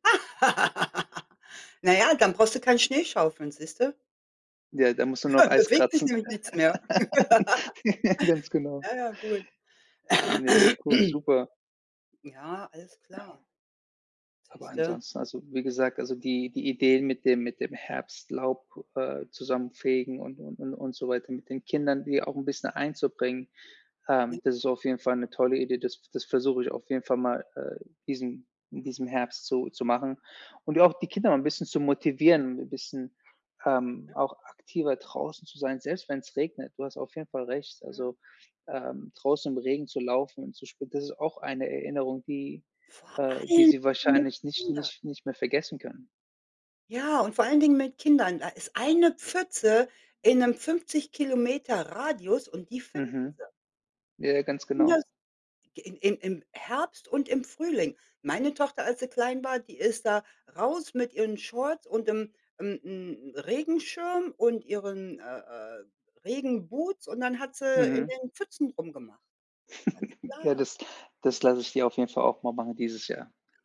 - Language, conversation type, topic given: German, unstructured, Welche Jahreszeit magst du am liebsten und warum?
- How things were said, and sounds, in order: laugh; snort; laugh; laughing while speaking: "Ja"; laugh; throat clearing; put-on voice: "Ja"; other background noise; tapping; unintelligible speech; chuckle; unintelligible speech